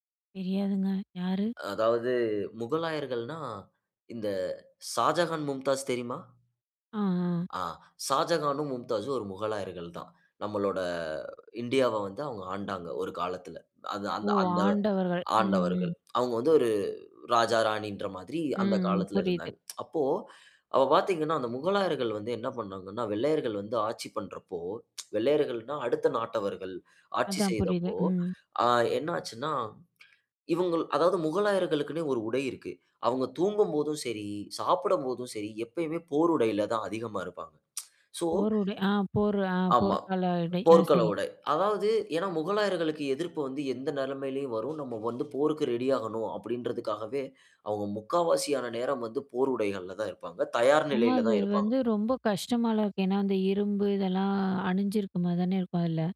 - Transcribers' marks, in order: other background noise; "உடை" said as "இடை"
- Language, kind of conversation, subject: Tamil, podcast, தங்கள் பாரம்பரிய உடைகளை நீங்கள் எப்படிப் பருவத்துக்கும் சந்தர்ப்பத்துக்கும் ஏற்றபடி அணிகிறீர்கள்?